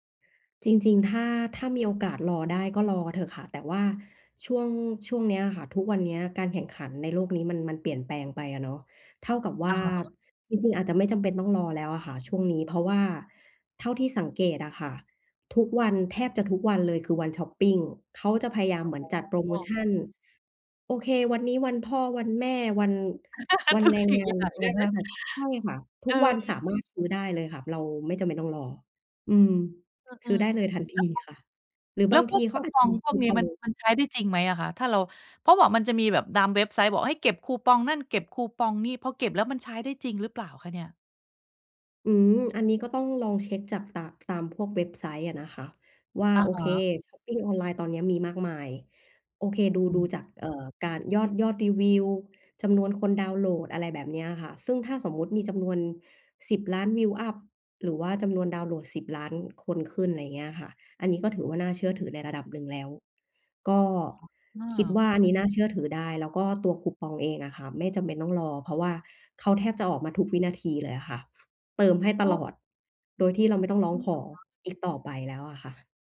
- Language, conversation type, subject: Thai, advice, จะช็อปปิ้งให้คุ้มค่าและไม่เสียเงินเปล่าได้อย่างไร?
- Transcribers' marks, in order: other background noise; laugh; tapping